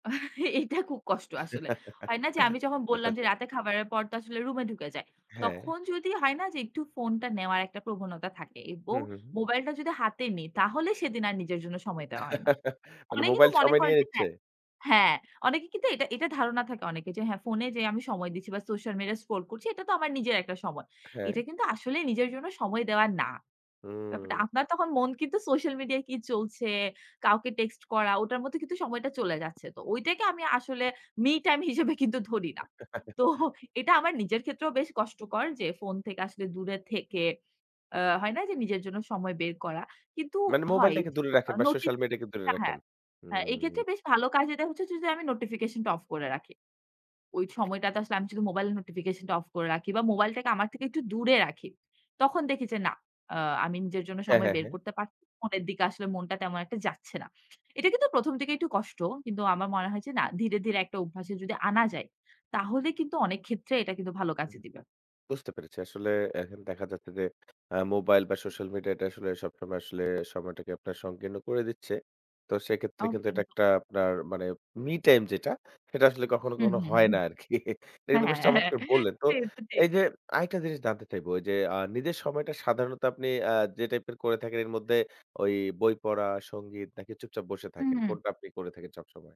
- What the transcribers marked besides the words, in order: chuckle; chuckle; other background noise; laughing while speaking: "মি টাইম হিসেবে"; chuckle; laughing while speaking: "তো"; unintelligible speech; unintelligible speech; unintelligible speech; laughing while speaking: "আরকি"; laughing while speaking: "হুম। হ্যাঁ, হ্যাঁ, হ্যাঁ, হ্যাঁ, সে তো ঠিক"
- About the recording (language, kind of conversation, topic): Bengali, podcast, নিজের জন্য সময় বের করতে কী কী কৌশল কাজে লাগান?